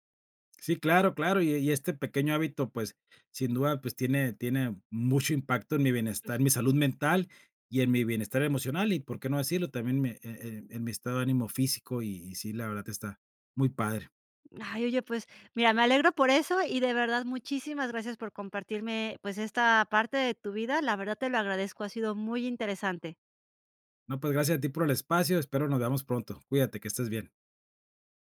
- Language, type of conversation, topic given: Spanish, podcast, ¿Qué hábito diario tiene más impacto en tu bienestar?
- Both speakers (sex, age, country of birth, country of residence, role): female, 40-44, Mexico, Spain, host; male, 45-49, Mexico, Mexico, guest
- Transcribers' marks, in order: none